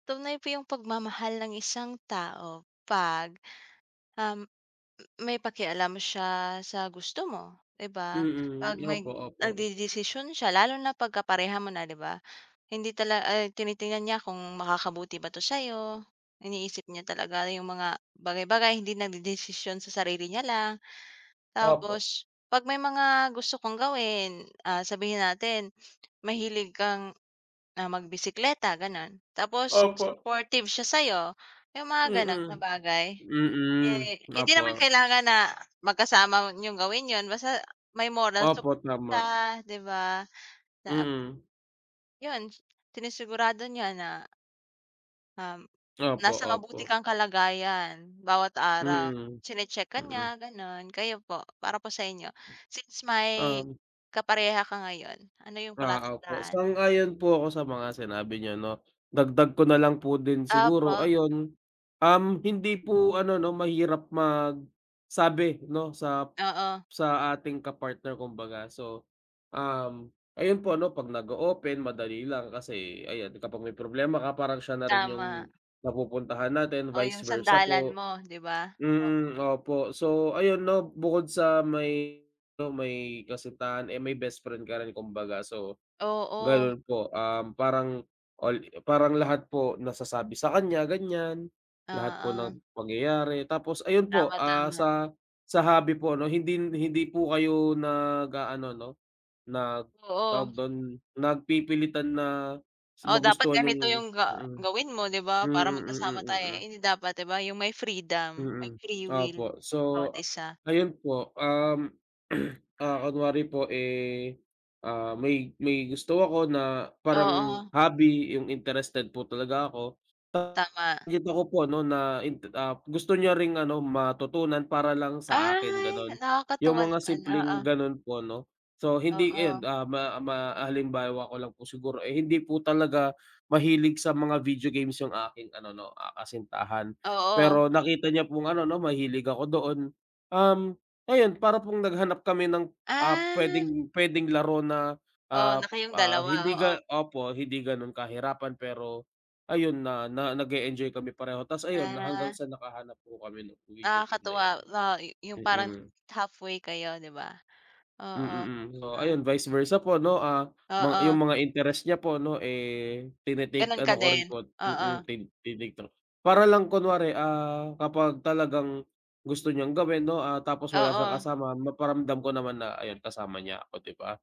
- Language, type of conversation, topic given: Filipino, unstructured, Paano mo malalaman kung tunay ang pagmamahal?
- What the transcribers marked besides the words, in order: other background noise; tapping; in English: "vice versa"; other noise; in English: "vice versa"